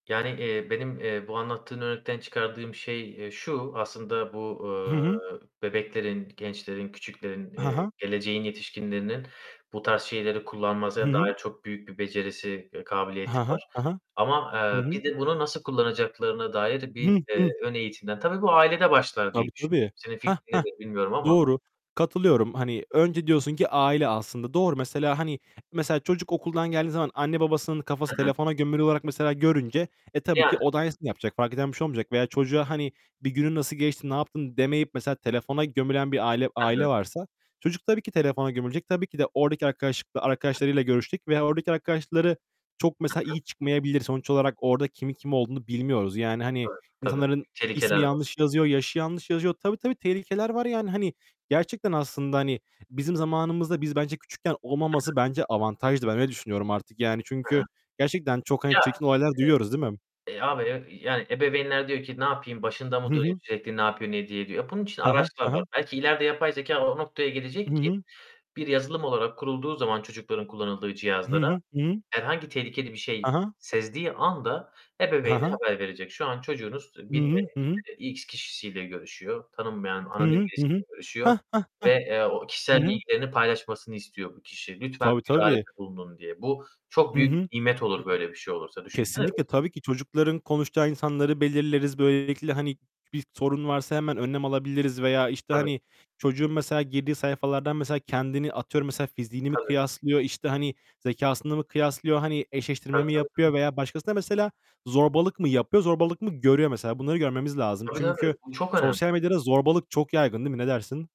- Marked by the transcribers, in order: distorted speech; other background noise; tapping; unintelligible speech; unintelligible speech; static
- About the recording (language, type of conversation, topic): Turkish, unstructured, Sosyal medyanın ruh sağlığımız üzerindeki etkisi sizce nasıl?